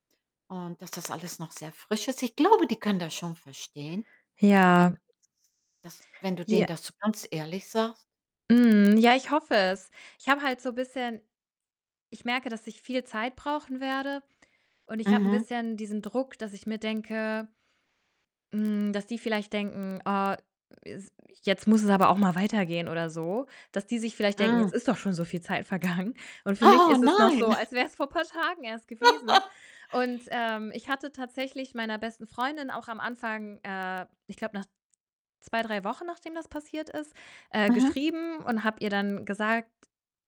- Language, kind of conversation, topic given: German, advice, Wie kann ich meiner Familie erklären, dass ich im Moment kaum Kraft habe, obwohl sie viel Energie von mir erwartet?
- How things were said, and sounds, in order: distorted speech; tapping; laughing while speaking: "vergangen"; surprised: "Oh, nein"; chuckle; laugh